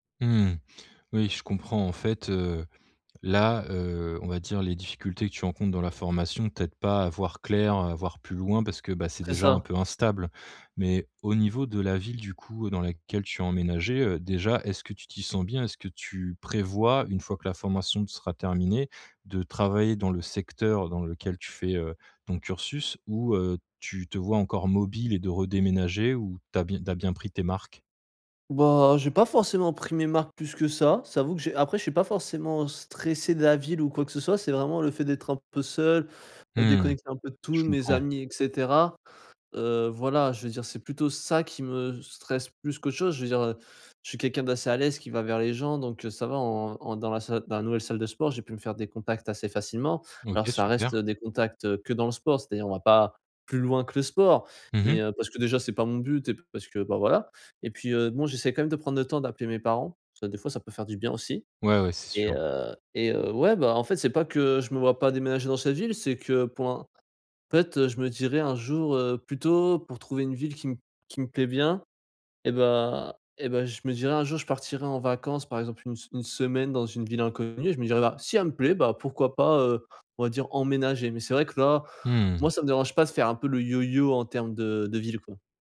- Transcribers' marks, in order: other background noise; stressed: "stressé"; stressed: "ça"; stressed: "plus"
- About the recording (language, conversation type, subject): French, advice, Comment s’adapter à un déménagement dans une nouvelle ville loin de sa famille ?